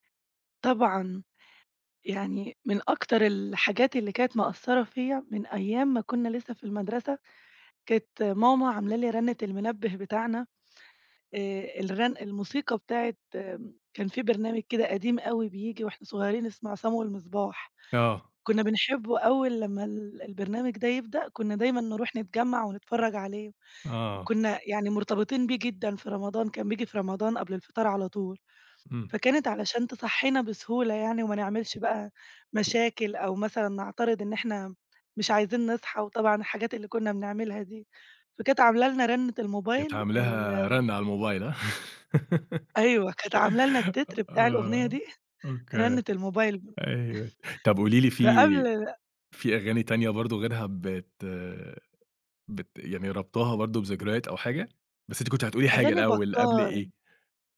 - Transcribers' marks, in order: chuckle; chuckle
- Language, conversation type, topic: Arabic, podcast, إيه هي الأغاني اللي بتربطها بذكريات العيلة؟